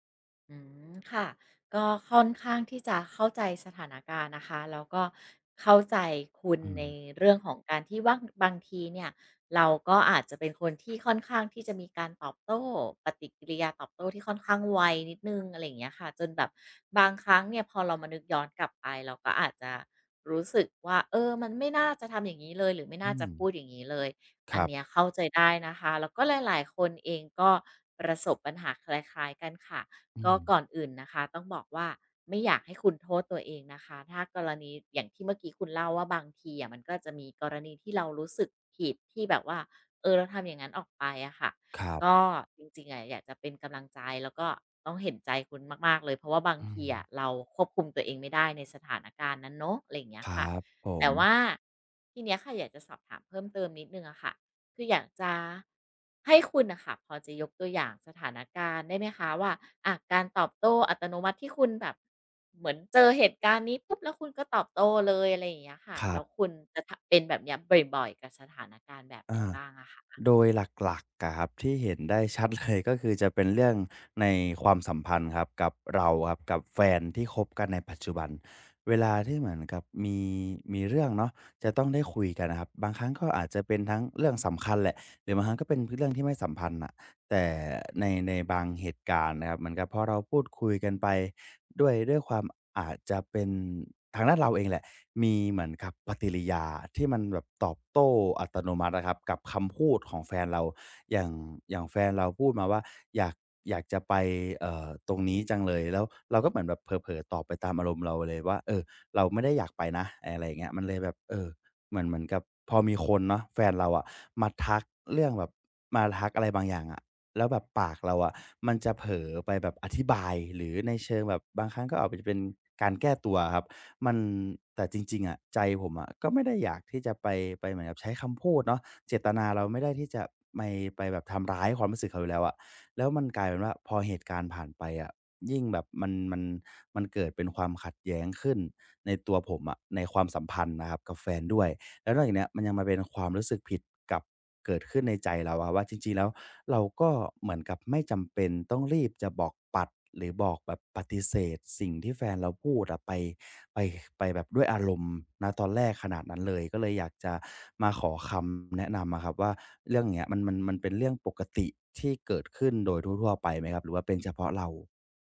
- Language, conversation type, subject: Thai, advice, ฉันจะเปลี่ยนจากการตอบโต้แบบอัตโนมัติเป็นการเลือกตอบอย่างมีสติได้อย่างไร?
- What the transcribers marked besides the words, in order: tapping; other background noise; other noise